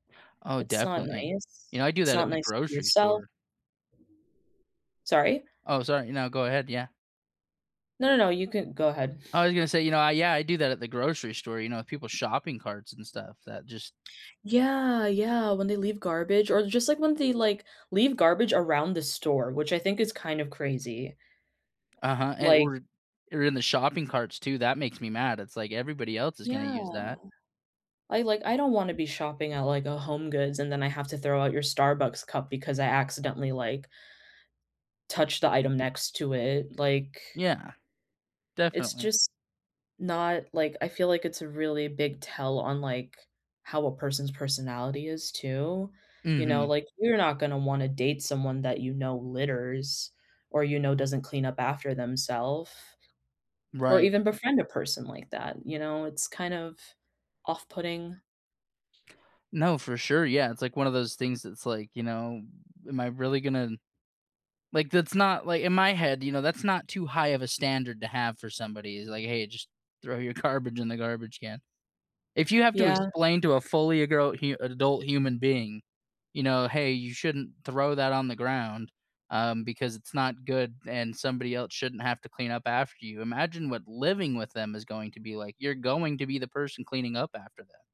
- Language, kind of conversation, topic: English, unstructured, How do you react when someone leaves a mess in a shared space?
- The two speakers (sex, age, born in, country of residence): female, 30-34, United States, United States; male, 25-29, United States, United States
- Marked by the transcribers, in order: other background noise; tapping